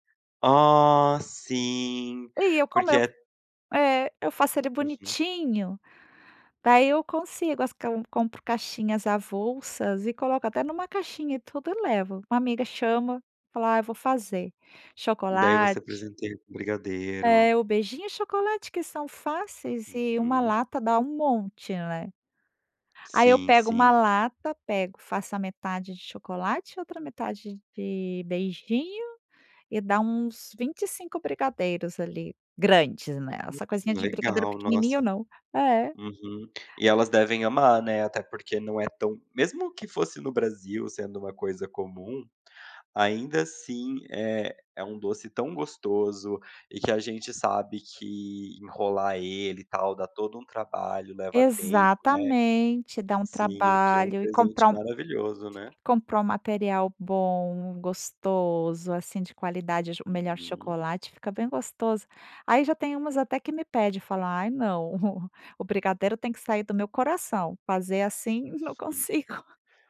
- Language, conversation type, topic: Portuguese, podcast, Que receita caseira você faz quando quer consolar alguém?
- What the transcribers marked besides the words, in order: laugh